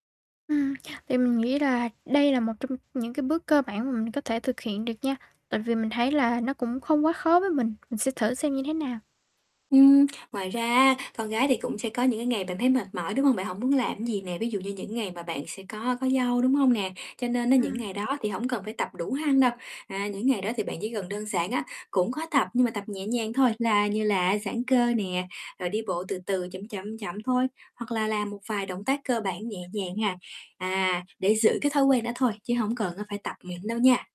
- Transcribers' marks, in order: distorted speech; static; tapping; other background noise
- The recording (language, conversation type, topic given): Vietnamese, advice, Làm sao tôi có thể duy trì thói quen hằng ngày khi thường xuyên mất động lực?